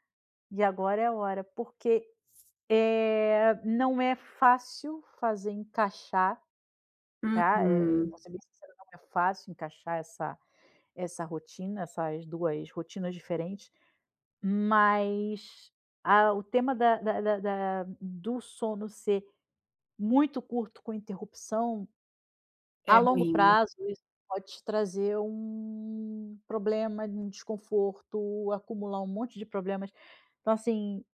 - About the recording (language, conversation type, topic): Portuguese, advice, Como posso criar uma rotina de sono consistente e manter horários regulares?
- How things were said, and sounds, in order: none